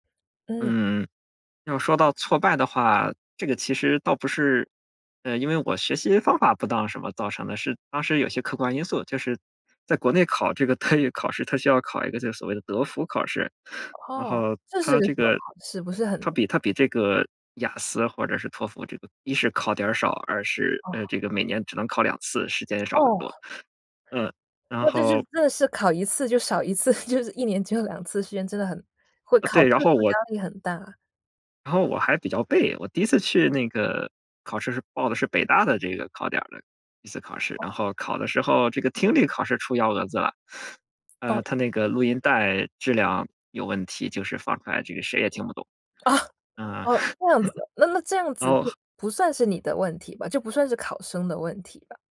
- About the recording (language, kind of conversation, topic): Chinese, podcast, 你能跟我们讲讲你的学习之路吗？
- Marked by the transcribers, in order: laughing while speaking: "德语"; laughing while speaking: "次"; laughing while speaking: "哦"; laugh